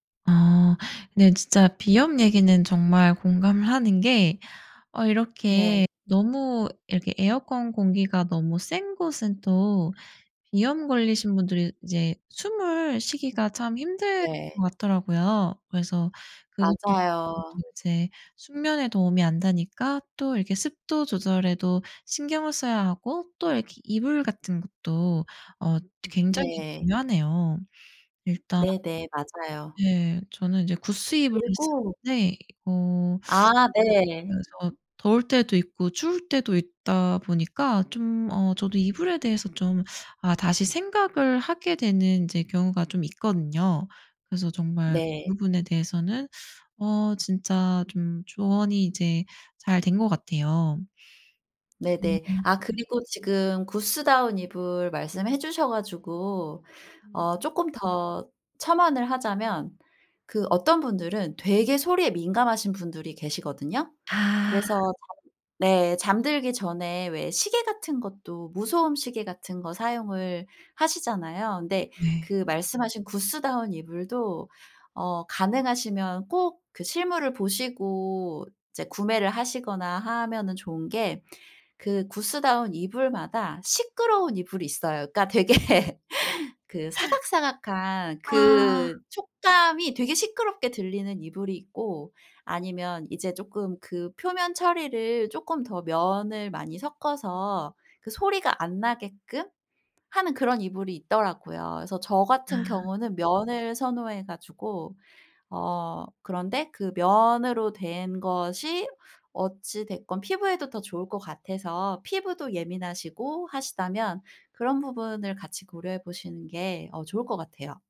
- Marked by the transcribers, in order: in English: "구스"; in English: "구스다운"; other background noise; in English: "구스다운"; in English: "구스다운"; laughing while speaking: "되게"; laugh
- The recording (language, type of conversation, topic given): Korean, podcast, 숙면을 돕는 침실 환경의 핵심은 무엇인가요?